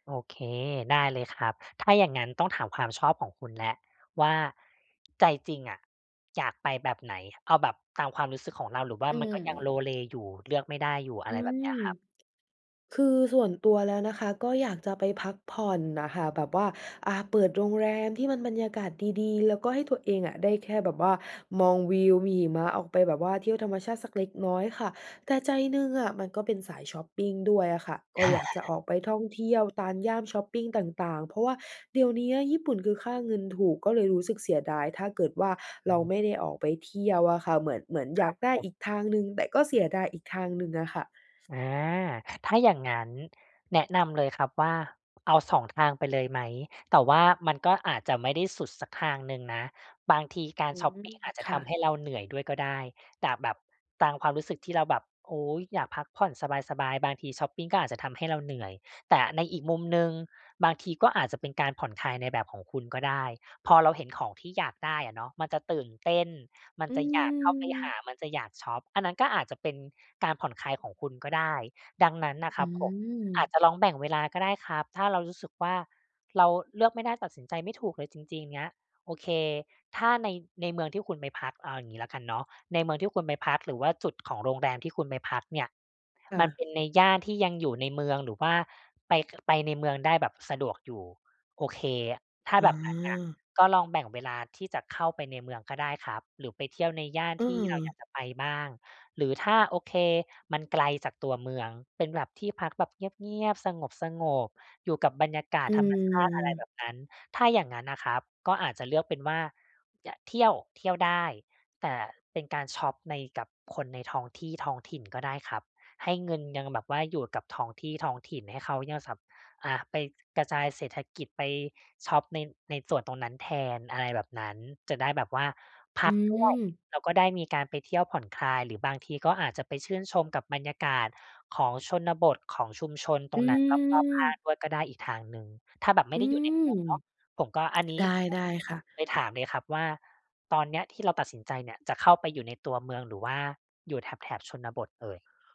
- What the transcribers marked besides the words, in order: other background noise; tapping
- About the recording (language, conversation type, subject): Thai, advice, ควรเลือกไปพักผ่อนสบาย ๆ ที่รีสอร์ตหรือออกไปผจญภัยท่องเที่ยวในที่ไม่คุ้นเคยดี?
- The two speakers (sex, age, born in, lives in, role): female, 20-24, Thailand, Thailand, user; other, 35-39, Thailand, Thailand, advisor